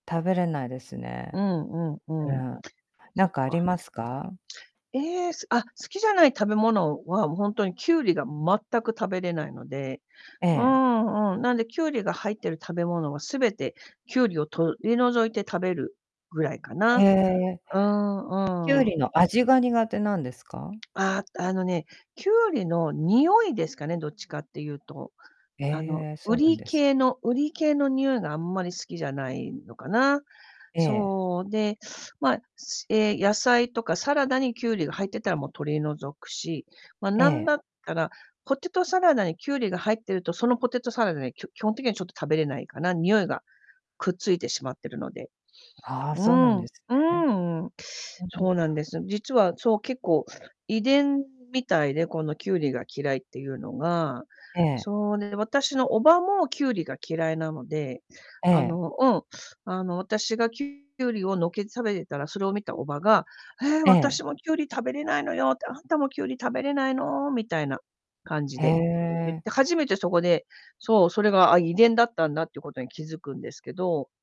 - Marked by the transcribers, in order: tapping; distorted speech; other background noise
- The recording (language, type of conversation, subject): Japanese, unstructured, 苦手な食べ物について、どう思いますか？